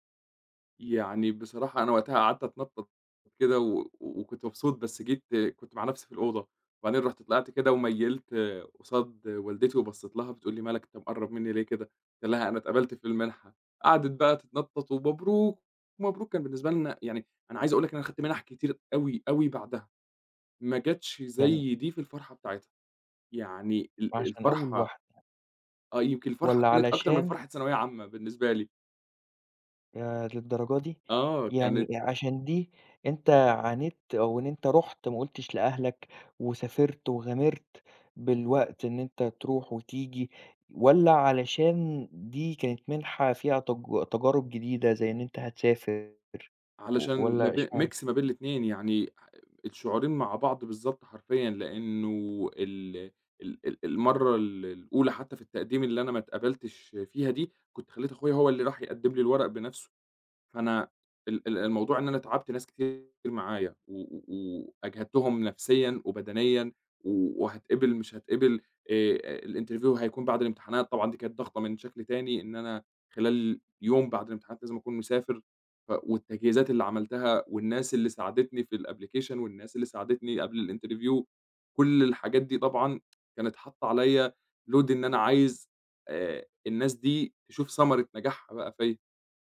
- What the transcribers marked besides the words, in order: put-on voice: "ومبروك، مبروك"; in English: "mix"; in English: "الinterview"; in English: "الأبلكيشن"; in English: "الinterview"; tsk; in English: "load"
- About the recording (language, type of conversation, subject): Arabic, podcast, قرار غيّر مسار حياتك